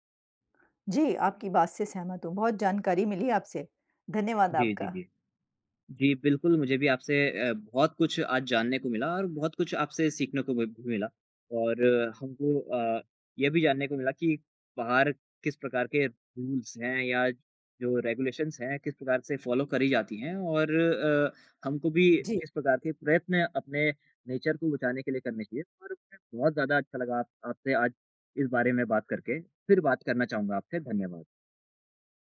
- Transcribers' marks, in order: in English: "रूल्स"; in English: "रेगुलेशंस"; in English: "फ़ॉलो"; in English: "नेचर"
- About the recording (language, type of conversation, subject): Hindi, unstructured, पेड़ों की कटाई से हमें क्या नुकसान होता है?
- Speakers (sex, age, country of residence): female, 50-54, United States; male, 20-24, India